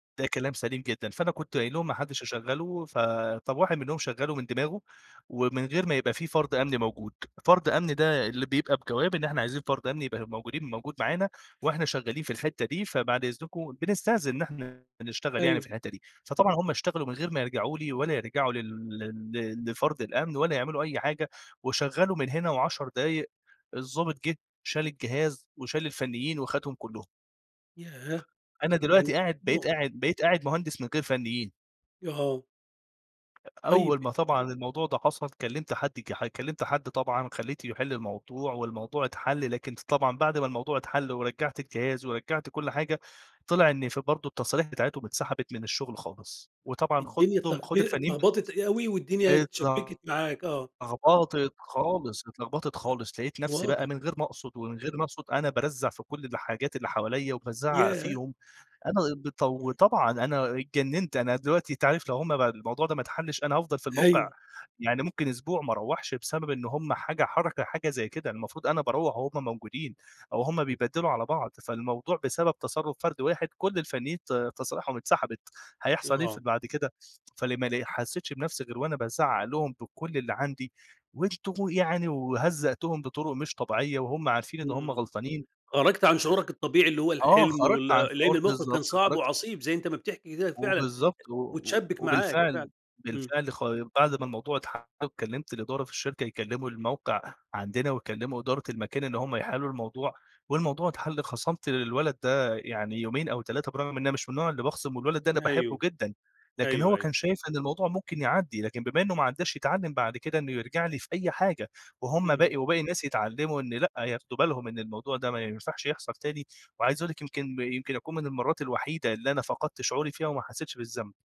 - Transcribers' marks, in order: tapping; unintelligible speech; unintelligible speech; throat clearing; other noise
- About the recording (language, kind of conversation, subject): Arabic, podcast, إزاي تقدر تمارس الحزم كل يوم بخطوات بسيطة؟